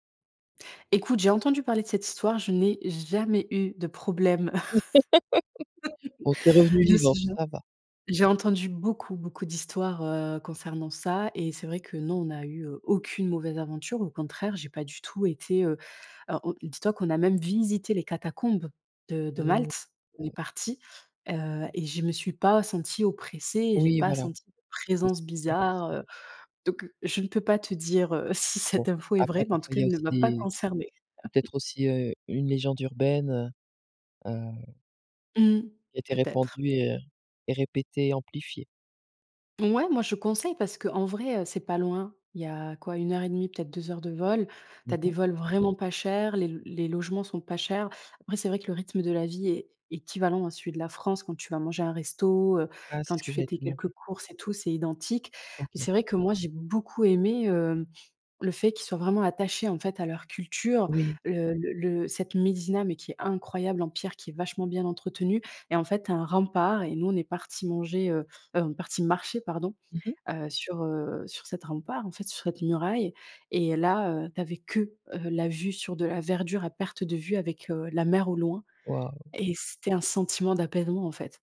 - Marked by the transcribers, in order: laugh; unintelligible speech; unintelligible speech; laughing while speaking: "si cette"; chuckle
- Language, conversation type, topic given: French, podcast, Quel paysage t’a coupé le souffle en voyage ?